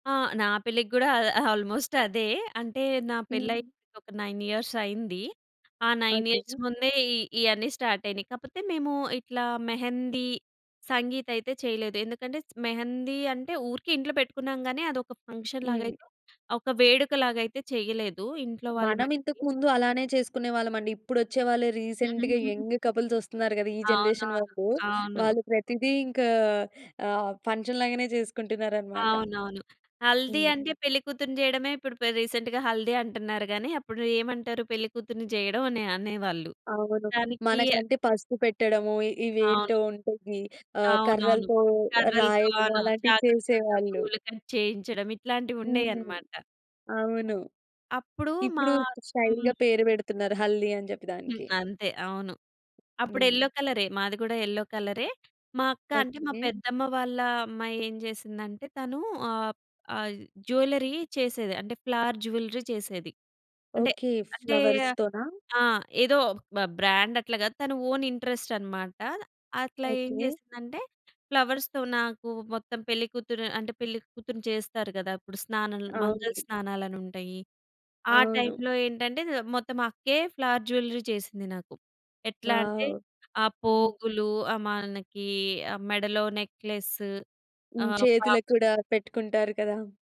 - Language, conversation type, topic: Telugu, podcast, వివాహ వేడుకల కోసం మీరు ఎలా సిద్ధమవుతారు?
- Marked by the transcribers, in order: in English: "ఆల్మోస్ట్"; in English: "నైన్ ఇయర్స్"; in English: "నైన్ ఇయర్స్"; in English: "స్టార్ట్"; in Hindi: "మెహందీ, సంగీత్"; in Hindi: "మెహందీ"; in English: "ఫంక్షన్"; giggle; in English: "రీసెంట్‌గా యంగ్ కపుల్స్"; in English: "జనరేషన్"; in English: "ఫంక్షన్"; in Hindi: "హల్దీ"; in English: "రీసెంట్‌గా హల్దీ"; unintelligible speech; in English: "స్టైల్‌గా"; other background noise; in Hindi: "హల్ది"; in English: "యెల్లో"; in English: "యెల్లో"; in English: "జ్యువెల్లరీ"; in English: "ఫ్లవర్ జ్యువెల్లరీ"; in English: "బ బ్రాండ్"; in English: "ఓన్ ఇంట్రెస్ట్"; in English: "ఫ్లవర్స్‌తో"; in English: "ఫ్లవర్ జ్యువెల్లరీ"; in English: "వావ్!"